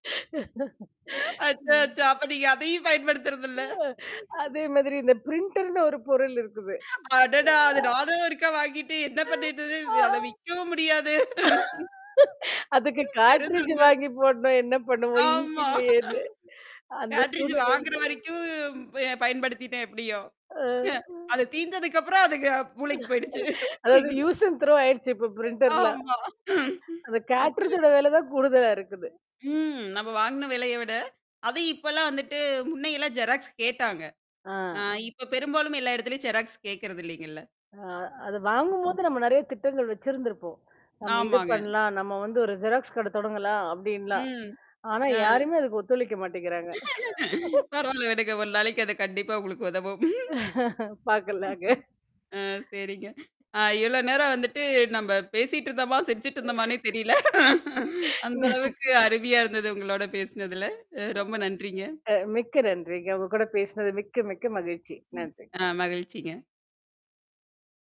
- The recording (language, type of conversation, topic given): Tamil, podcast, உங்கள் வீட்டுக்கு தனிச்சிறப்பு தரும் ஒரு சின்னப் பொருள் எது?
- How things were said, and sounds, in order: static; laugh; mechanical hum; laughing while speaking: "அச்ச! அச்சோ! அப்ப நீங்க அதையும் பயன்படுத்தறது இல்ல"; other background noise; laughing while speaking: "ம். அதே மாதிரி, இந்த பிரிண்டர் -ன்னு ஒரு பொருள் இருக்குது"; in English: "பிரிண்டர்"; laughing while speaking: "அடடா! அது நானும் ஒருக்கா வாங்கிட்டு என்ன பண்ணிறது? அத விக்கவும் முடியாது. பெரிதுங்க"; surprised: "அடடா!"; laugh; laughing while speaking: "அதுக்கு காட்ரிட்ஜ் வாங்கி போடணும் என்ன … இப்ப பிரிண்டர் -ல"; in English: "காட்ரிட்ஜ்"; laugh; in English: "இன்கு"; laughing while speaking: "ஆமா. கேட்டரிஜ் வாங்குற வரைக்கும் வே … அதுக மூளைக்கு போயிடுச்சு"; in English: "கேட்டரிஜ்"; background speech; distorted speech; laugh; in English: "யூஸ் அண்ட் த்ரோ"; in English: "பிரிண்டர்"; laugh; in English: "கேட்ரிட்ஜ்"; laughing while speaking: "ஆமா"; laugh; other noise; in English: "ஜெராக்ஸ்"; in English: "ஜெராக்ஸ்"; in English: "ஜெராக்ஸ்"; laugh; laughing while speaking: "பரவால்ல, விடுங்க ஒரு நாளைக்கு அது கண்டிப்பா உங்களுக்கு உதவும். ம்"; laugh; laugh; laughing while speaking: "பாக்கலாம்ங்க"; laughing while speaking: "ஆ சரிங்க. ஆ, இவ்ளோ நேரம் … அ, ரொம்ப நன்றிங்க"; unintelligible speech; laugh